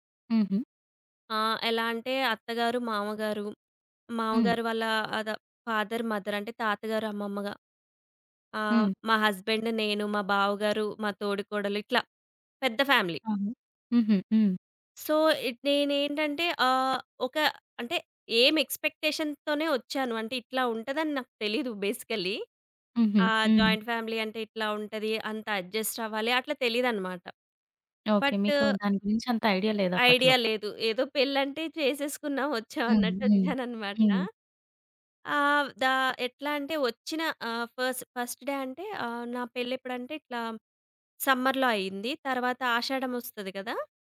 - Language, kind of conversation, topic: Telugu, podcast, చేయలేని పనిని మర్యాదగా ఎలా నిరాకరించాలి?
- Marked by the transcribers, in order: in English: "ఫాదర్, మదర్"; other background noise; in English: "ఫ్యామిలీ"; in English: "సో"; in English: "ఎక్స్‌పెక్టేషన్‌తోనే"; in English: "బేసికల్లీ"; in English: "జాయింట్ ఫ్యామిలీ"; in English: "అడ్జస్ట్"; in English: "ఫస్ ఫస్ట్ డే"; in English: "సమ్మర్‌లో"